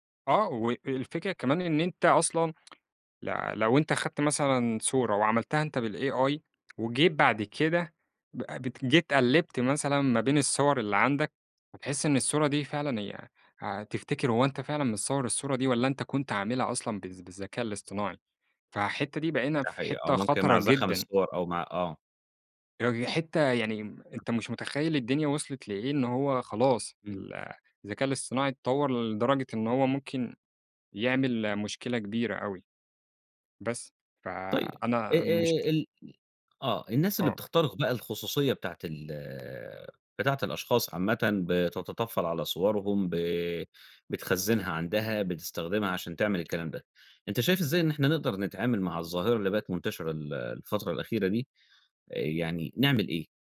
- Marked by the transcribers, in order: tsk; in English: "بالAI"; tapping
- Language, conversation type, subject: Arabic, podcast, إزاي بتحافظ على خصوصيتك على السوشيال ميديا؟